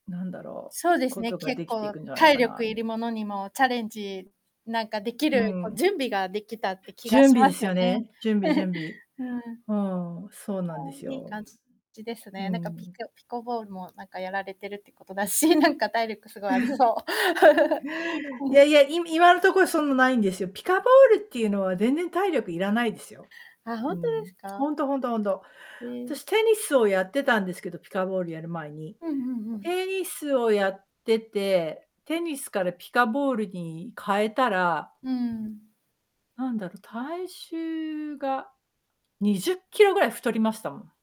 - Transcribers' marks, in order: static; background speech; laugh; distorted speech; other background noise; laughing while speaking: "だし、なんか体力すごいありそう"; laugh; laugh
- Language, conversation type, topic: Japanese, unstructured, 将来やってみたいことは何ですか？